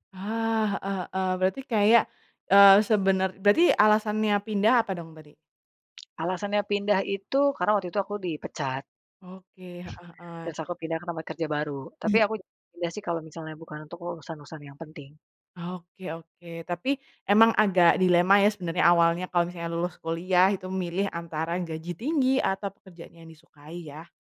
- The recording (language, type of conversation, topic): Indonesian, podcast, Bagaimana kamu memilih antara gaji tinggi dan pekerjaan yang kamu sukai?
- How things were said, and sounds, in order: tongue click; unintelligible speech; other background noise